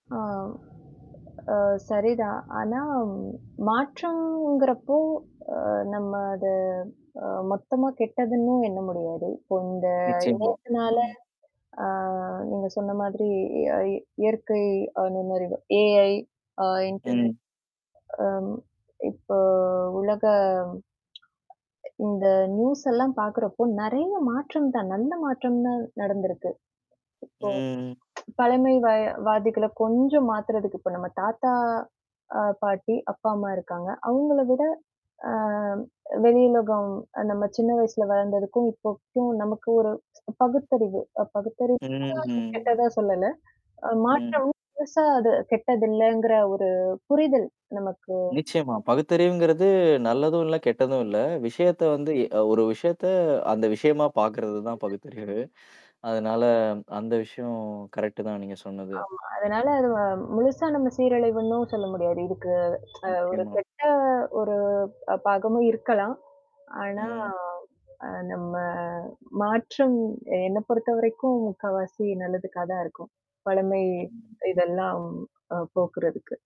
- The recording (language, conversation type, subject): Tamil, podcast, குழந்தைக்கு செல்பேசி கொடுக்கும்போது நீங்கள் எந்த வகை கட்டுப்பாடுகளை விதிப்பீர்கள்?
- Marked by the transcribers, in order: mechanical hum; other background noise; drawn out: "ஆ"; static; in English: "இன்டெர்நெட்"; tapping; tsk; distorted speech; chuckle; in English: "கரெக்ட்டு"; other noise; tsk